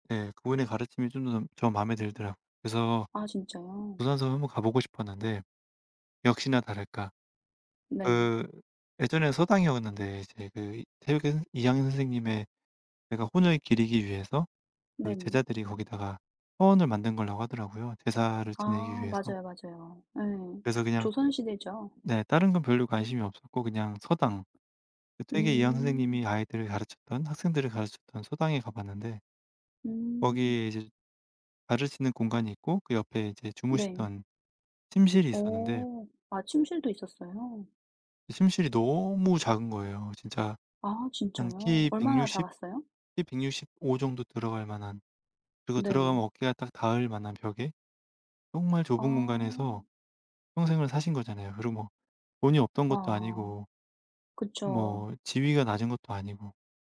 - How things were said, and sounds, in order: other background noise
- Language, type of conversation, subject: Korean, unstructured, 역사적인 장소를 방문해 본 적이 있나요? 그중에서 무엇이 가장 기억에 남았나요?